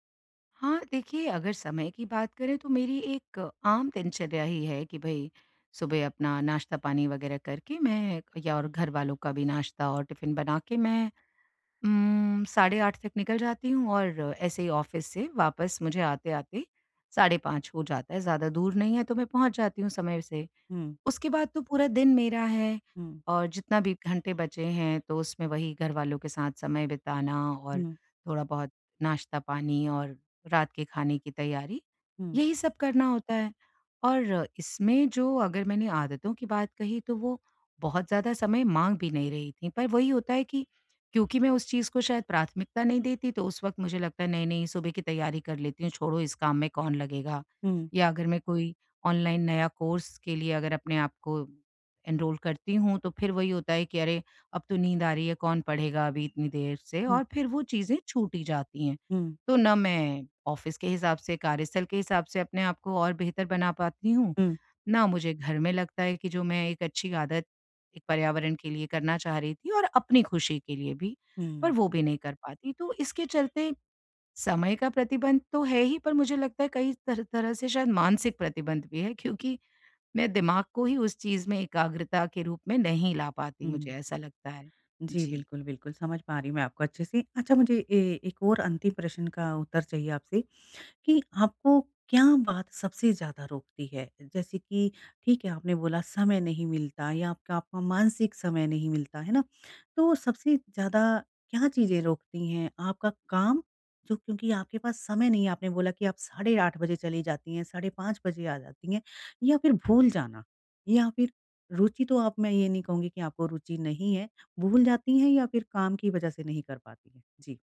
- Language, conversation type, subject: Hindi, advice, निरंतर बने रहने के लिए मुझे कौन-से छोटे कदम उठाने चाहिए?
- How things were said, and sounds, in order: in English: "टिफिन"; in English: "ऑफिस"; in English: "कोर्स"; in English: "एनरोल"; in English: "ऑफिस"